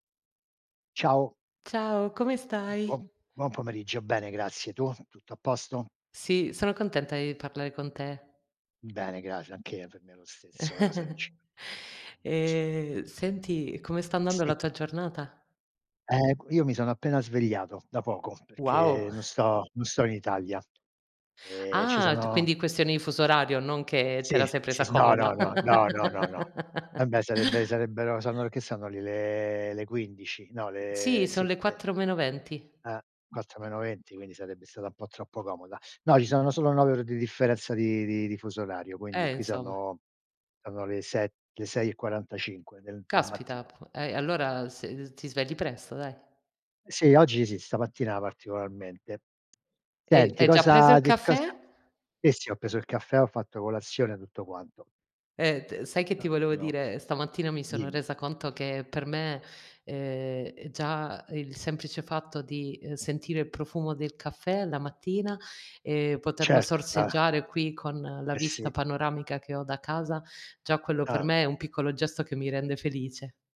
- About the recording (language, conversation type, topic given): Italian, unstructured, Qual è un piccolo gesto che ti rende felice?
- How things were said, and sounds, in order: tapping; chuckle; drawn out: "Ehm"; laugh; drawn out: "Le"